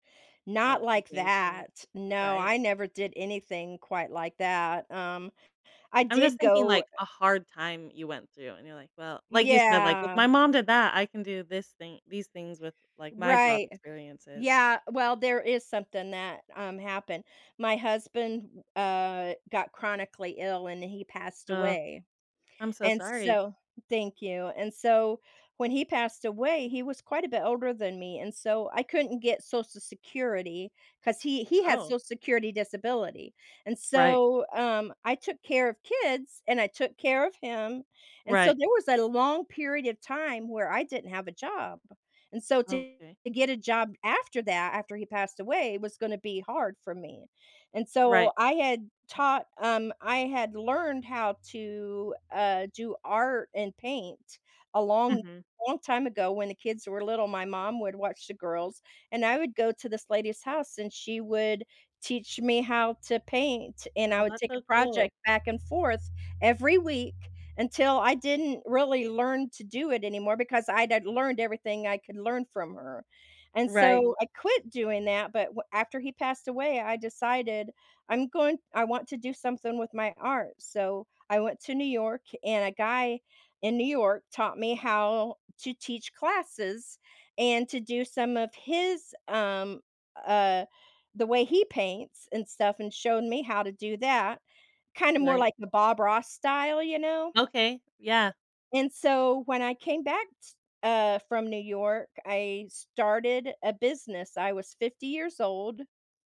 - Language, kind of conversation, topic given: English, unstructured, How does revisiting old memories change our current feelings?
- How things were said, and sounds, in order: other background noise